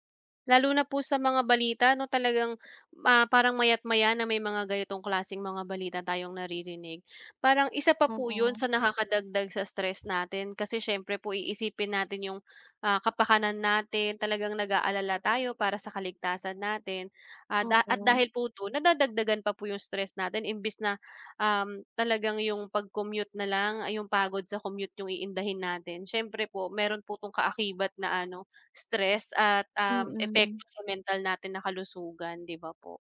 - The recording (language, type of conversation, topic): Filipino, unstructured, Mas gugustuhin mo bang magtrabaho sa opisina o mula sa bahay?
- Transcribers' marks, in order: other background noise; tapping